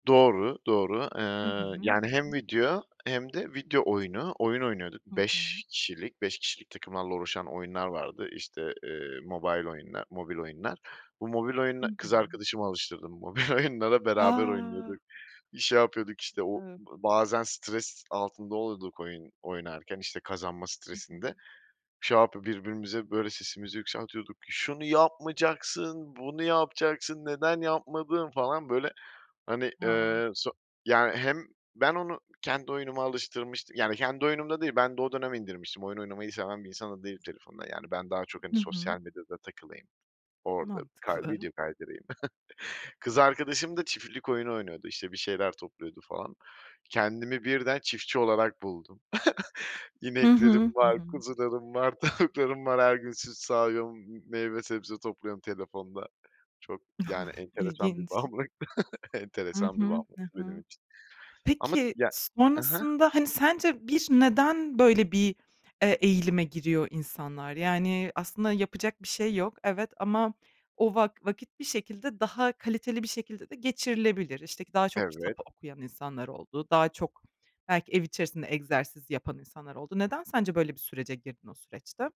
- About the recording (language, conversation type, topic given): Turkish, podcast, Sağlığın için sabah rutininde neler yapıyorsun?
- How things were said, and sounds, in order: in English: "mobile"; laughing while speaking: "mobil oyunlara"; unintelligible speech; laughing while speaking: "Mantıklı"; chuckle; chuckle; laughing while speaking: "tavuklarım"; chuckle; laughing while speaking: "bağımlılıktı"; chuckle